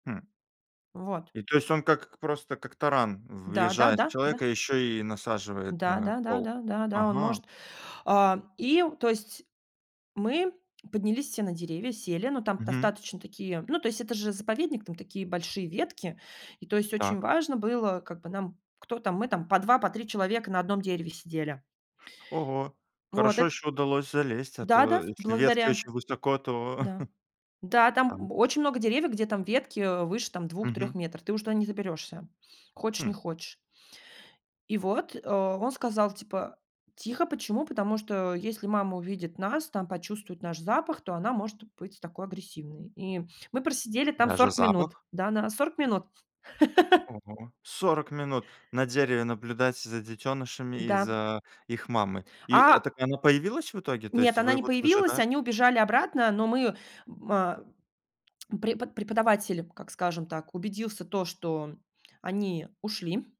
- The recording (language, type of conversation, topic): Russian, podcast, Что важно знать о диких животных при встрече с ними?
- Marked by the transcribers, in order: tapping; other background noise; chuckle; laugh